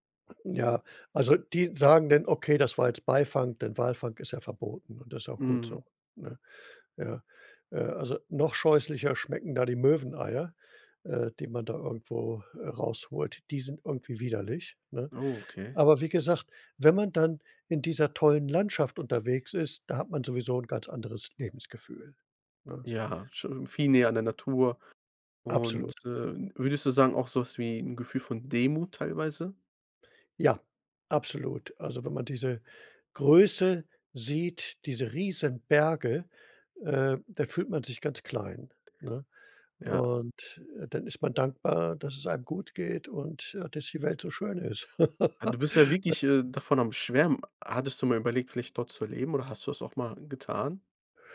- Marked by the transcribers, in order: other background noise; chuckle
- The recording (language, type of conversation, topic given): German, podcast, Was war die eindrücklichste Landschaft, die du je gesehen hast?